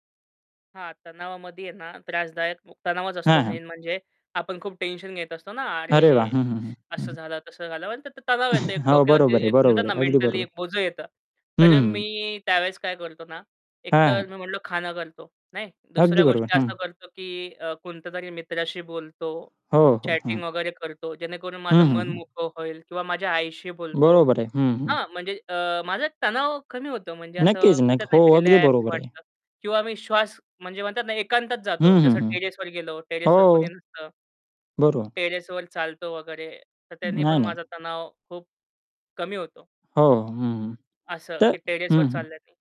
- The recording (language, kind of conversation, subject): Marathi, podcast, तुम्हाला तणाव आला की तुम्ही काय करता?
- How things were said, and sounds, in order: in English: "मेन"; chuckle; other background noise; tapping; in English: "चॅटिंग"; in English: "टेरेसवर"; in English: "टेरेसवर"; in English: "टेरेसवर"; in English: "टेरेसवर"